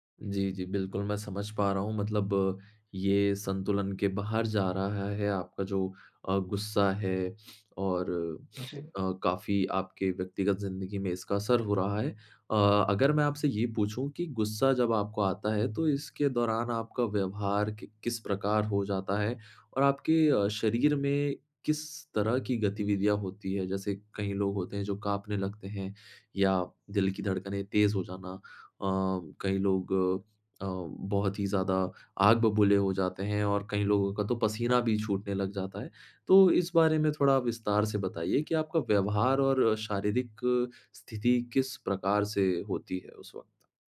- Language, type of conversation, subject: Hindi, advice, जब मुझे अचानक गुस्सा आता है और बाद में अफसोस होता है, तो मैं इससे कैसे निपटूँ?
- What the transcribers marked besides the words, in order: sniff